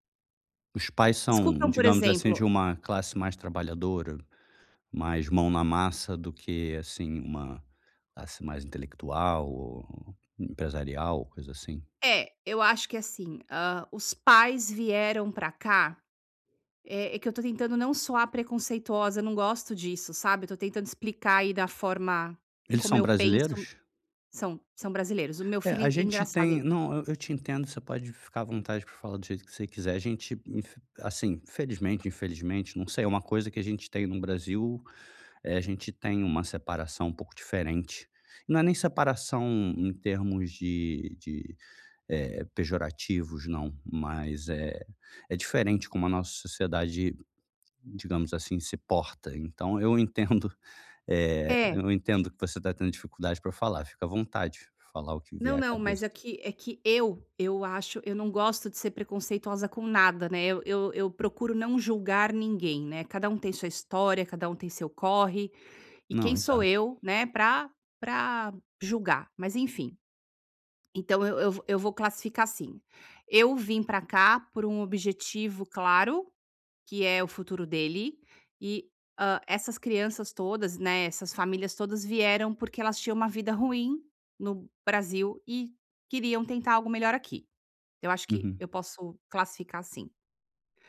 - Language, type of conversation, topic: Portuguese, advice, Como podemos lidar quando discordamos sobre educação e valores?
- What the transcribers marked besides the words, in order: none